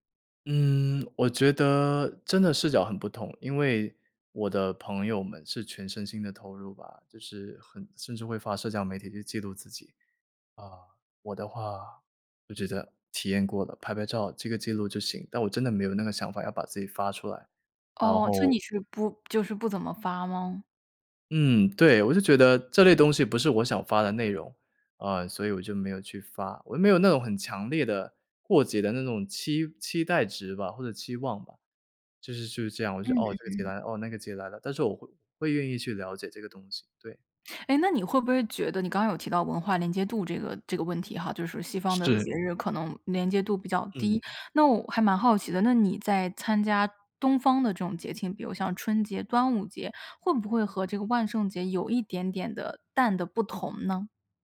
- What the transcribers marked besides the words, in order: sniff
- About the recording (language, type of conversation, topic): Chinese, podcast, 有没有哪次当地节庆让你特别印象深刻？